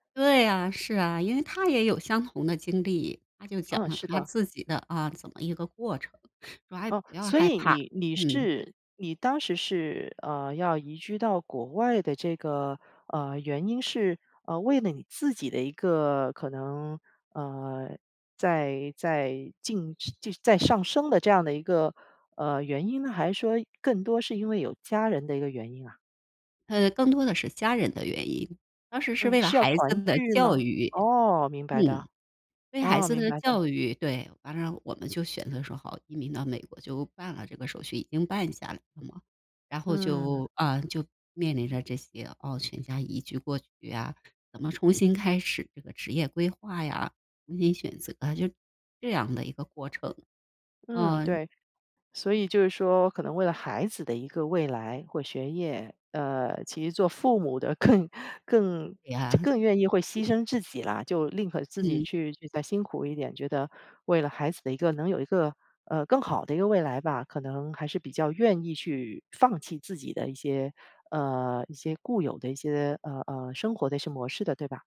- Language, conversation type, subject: Chinese, podcast, 你如何处理选择带来的压力和焦虑？
- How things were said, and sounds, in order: laughing while speaking: "更"; tapping; other background noise